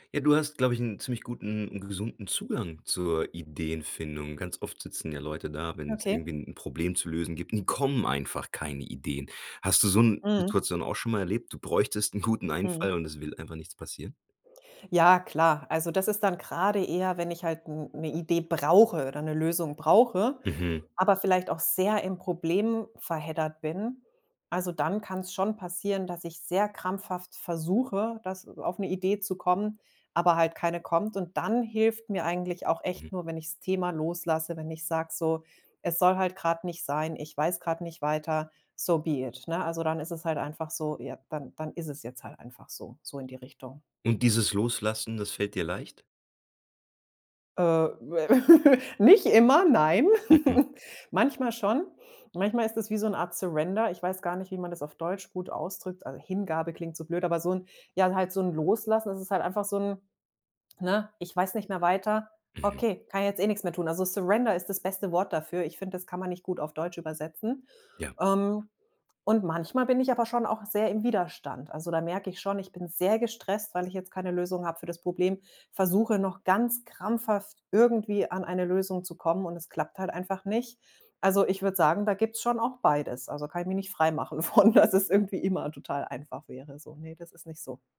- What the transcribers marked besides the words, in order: laughing while speaking: "guten"; in English: "so be it"; laugh; giggle; in English: "Surrender"; in English: "Surrender"; stressed: "sehr"; laughing while speaking: "von, dass"
- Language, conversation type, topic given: German, podcast, Wie entsteht bei dir normalerweise die erste Idee?